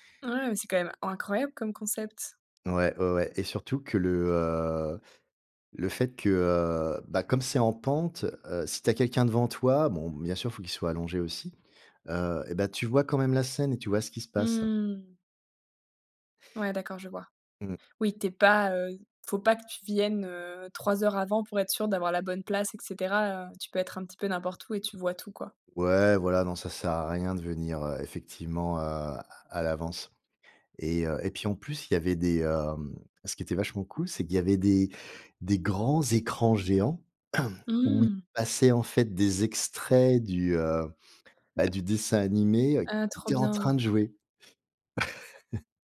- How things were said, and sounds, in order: other background noise; chuckle
- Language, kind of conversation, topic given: French, podcast, Quelle expérience de concert inoubliable as-tu vécue ?